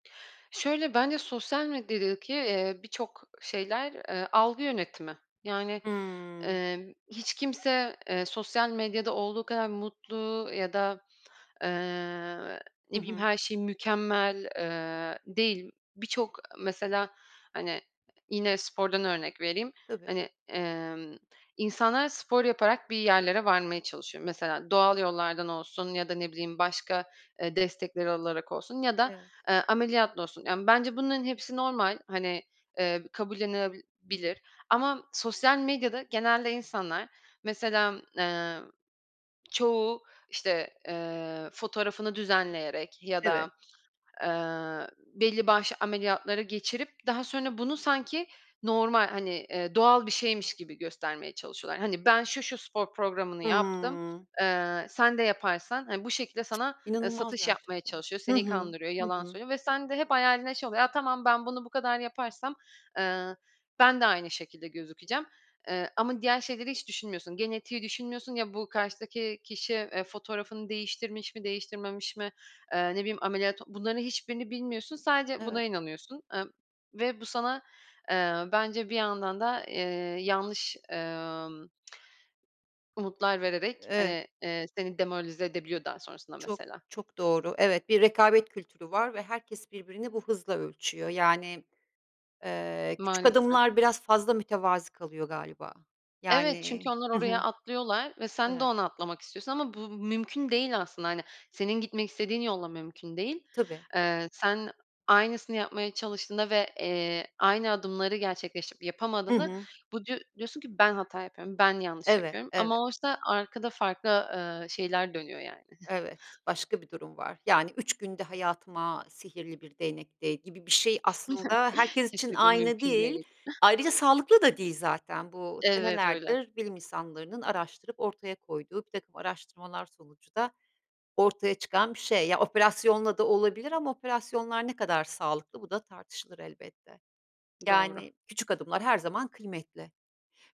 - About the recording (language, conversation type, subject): Turkish, podcast, Küçük adımlar büyük bir değişim sağlar mı, neden?
- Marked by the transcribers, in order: drawn out: "Hıı"; other background noise; tsk; other noise; chuckle